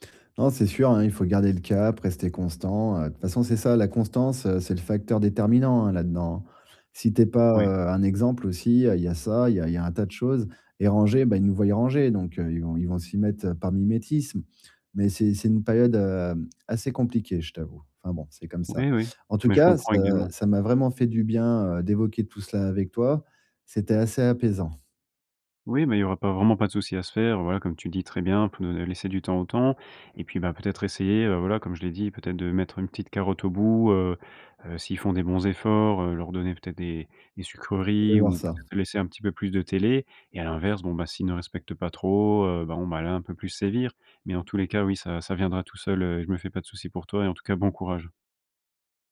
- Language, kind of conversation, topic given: French, advice, Comment réduire la charge de tâches ménagères et préserver du temps pour soi ?
- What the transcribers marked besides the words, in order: tapping